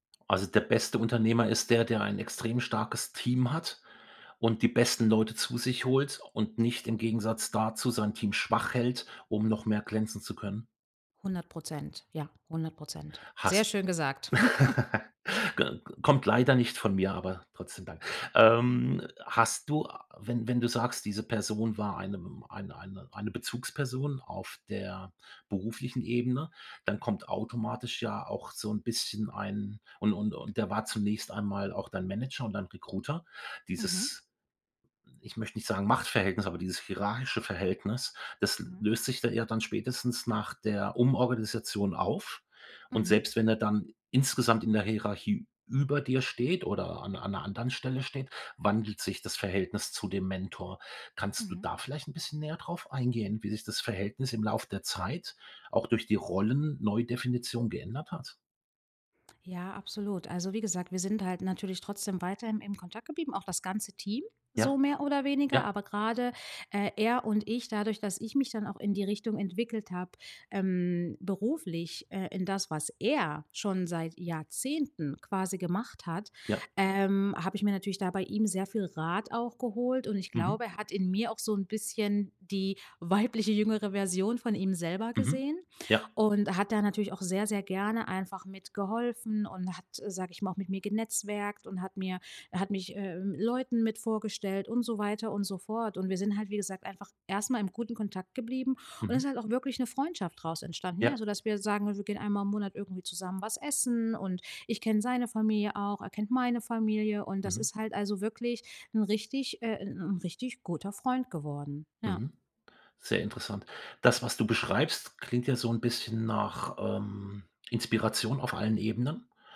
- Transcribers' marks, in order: chuckle; unintelligible speech; chuckle
- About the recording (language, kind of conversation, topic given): German, podcast, Was macht für dich ein starkes Mentorenverhältnis aus?